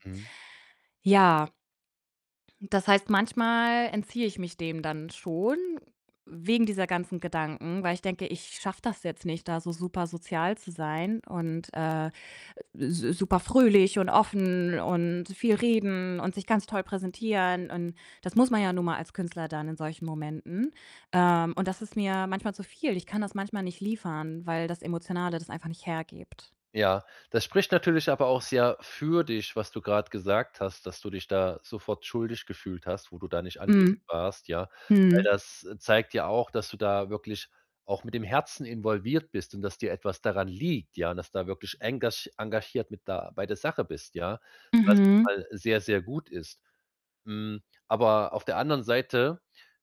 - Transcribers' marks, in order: distorted speech
- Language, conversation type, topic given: German, advice, Wie kann ich mit sozialen Ängsten auf Partys und Feiern besser umgehen?